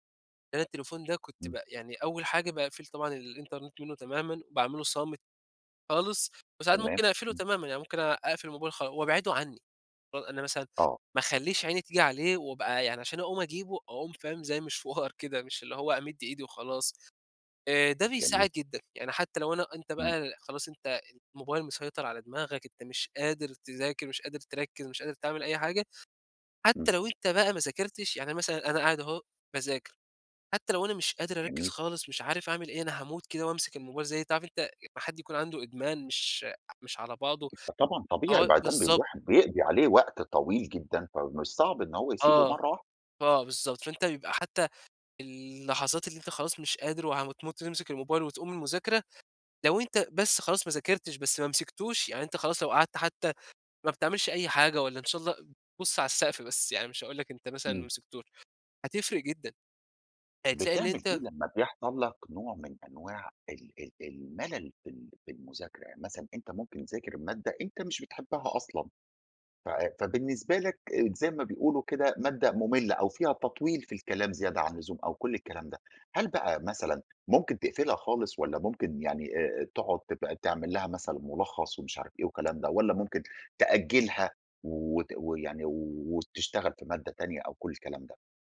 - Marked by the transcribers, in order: laughing while speaking: "زي مشوار كده"; tapping; other background noise
- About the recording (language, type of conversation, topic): Arabic, podcast, إزاي بتتعامل مع الإحساس إنك بتضيّع وقتك؟